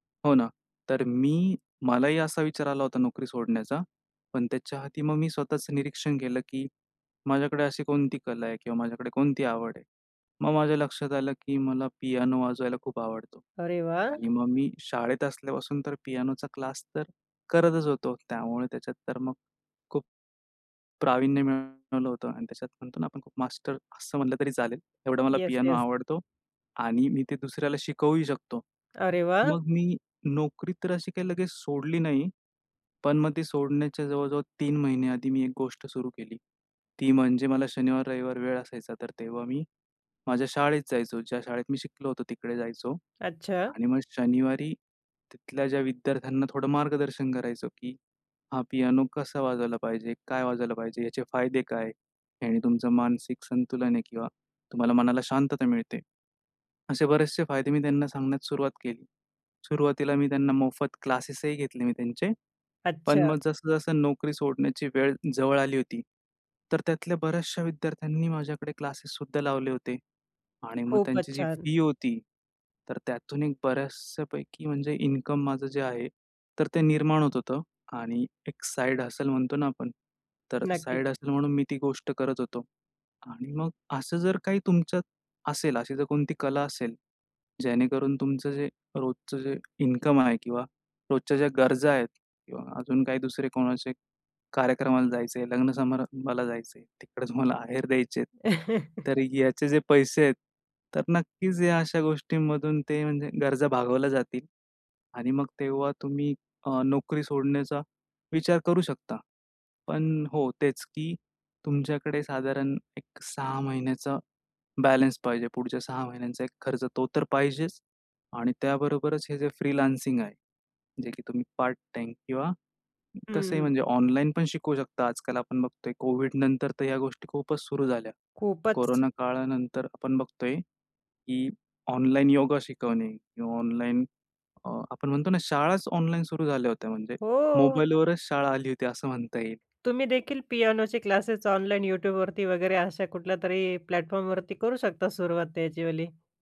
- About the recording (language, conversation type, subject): Marathi, podcast, नोकरी सोडण्याआधी आर्थिक तयारी कशी करावी?
- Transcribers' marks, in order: other background noise; in English: "साइड हसल"; in English: "साइड हसल"; laugh; in English: "फ्रीलान्सिंग"; tapping; in English: "प्लॅटफॉर्मवरती"